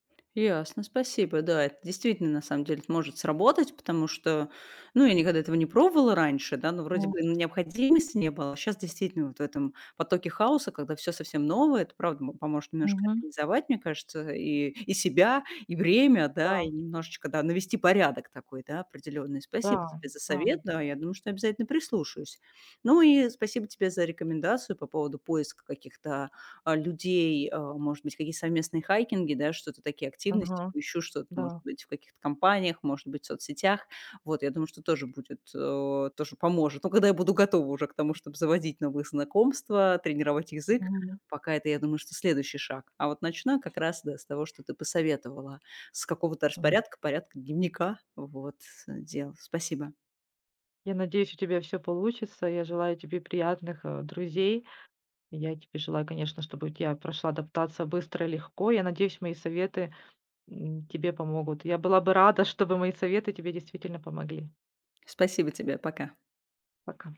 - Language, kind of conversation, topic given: Russian, advice, Как проходит ваш переезд в другой город и адаптация к новой среде?
- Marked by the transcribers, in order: tapping; other background noise